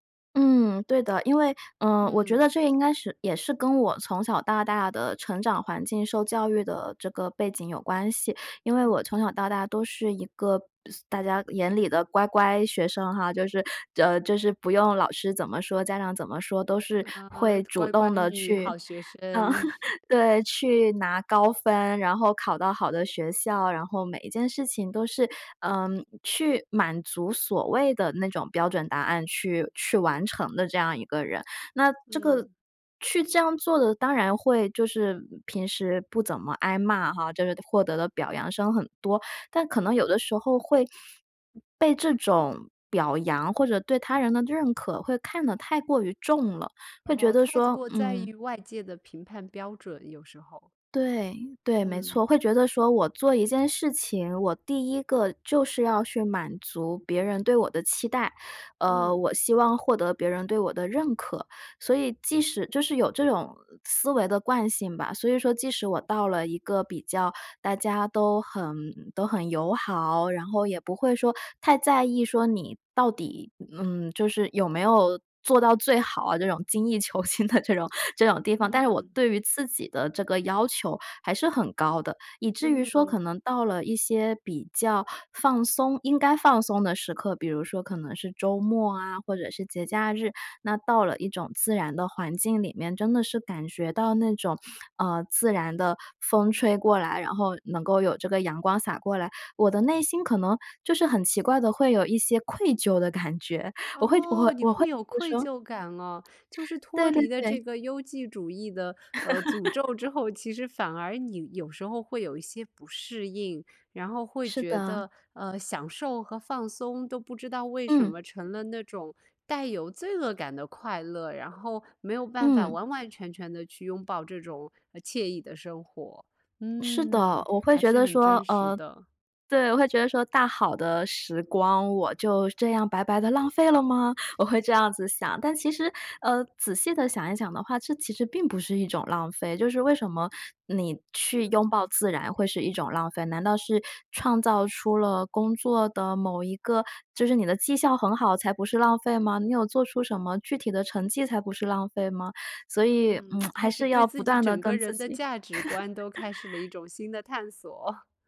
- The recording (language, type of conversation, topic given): Chinese, podcast, 如何在工作和私生活之间划清科技使用的界限？
- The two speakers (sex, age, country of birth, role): female, 30-34, China, guest; female, 30-34, China, host
- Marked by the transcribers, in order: laughing while speaking: "乖乖女，好学生"; chuckle; laugh; laughing while speaking: "对，去拿高分"; laughing while speaking: "求精的这种 这种地方"; laughing while speaking: "感觉"; drawn out: "哦"; laugh; joyful: "罪恶感的快乐"; drawn out: "嗯"; laughing while speaking: "对，我会觉得说大好的时 … 我会这样子想"; lip smack; laughing while speaking: "价值观都开始了一种新的探索"; laugh